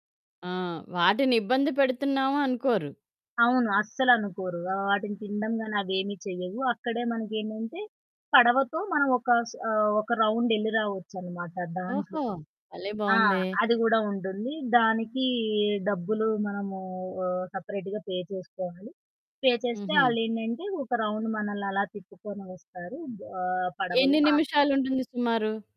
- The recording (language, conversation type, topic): Telugu, podcast, మీ స్కూల్ లేదా కాలేజ్ ట్రిప్‌లో జరిగిన అత్యంత రోమాంచక సంఘటన ఏది?
- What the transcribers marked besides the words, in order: other background noise; in English: "రౌండ్"; in English: "సెపరేట్‌గా పే"; in English: "పే"; in English: "రౌండ్"